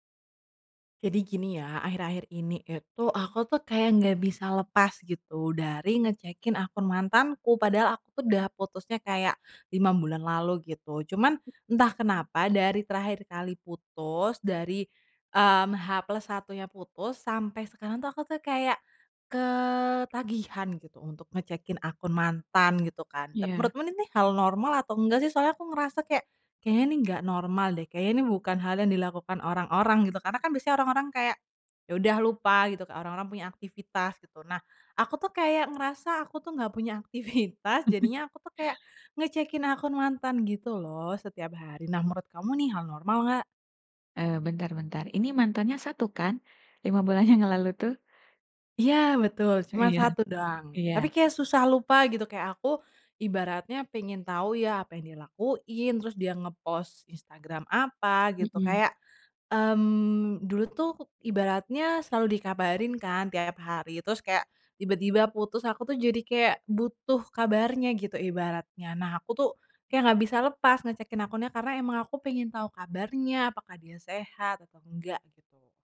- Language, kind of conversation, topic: Indonesian, advice, Bagaimana cara berhenti terus-menerus memeriksa akun media sosial mantan dan benar-benar bisa move on?
- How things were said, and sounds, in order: other noise; drawn out: "ketagihan"; tapping; laughing while speaking: "aktivitas"; chuckle; laughing while speaking: "yang"; laughing while speaking: "Iya"